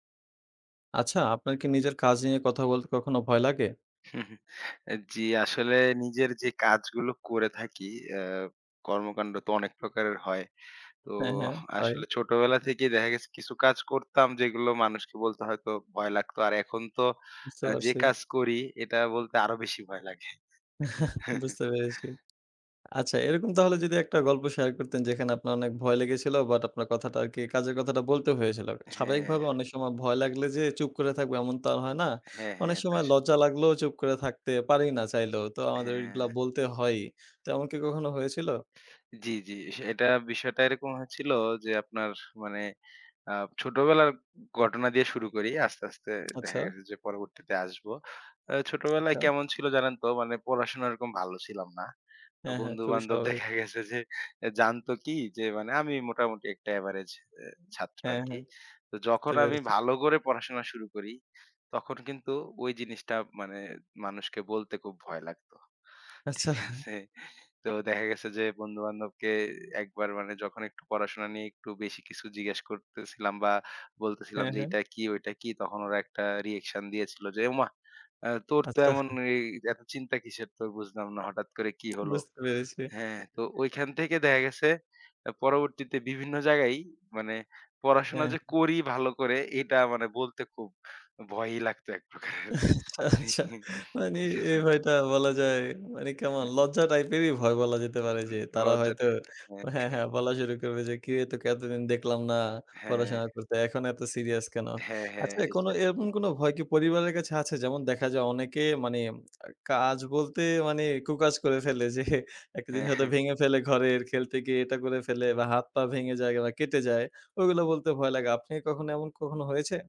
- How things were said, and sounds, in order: chuckle; chuckle; tapping; chuckle; laughing while speaking: "দেখা গেছে, যে"; in English: "এভারেজ"; other background noise; laughing while speaking: "আচ্ছা"; in English: "রিঅ্যাকশন"; laughing while speaking: "আচ্ছা"; laughing while speaking: "আচ্ছা, আচ্ছা। মানি"; laughing while speaking: "এক প্রকারের। ঠিক আছে?"; unintelligible speech; other noise; scoff
- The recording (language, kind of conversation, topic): Bengali, podcast, নিজের কাজ নিয়ে কথা বলতে ভয় লাগে কি?
- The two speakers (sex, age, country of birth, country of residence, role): male, 20-24, Bangladesh, Bangladesh, host; male, 25-29, Bangladesh, Bangladesh, guest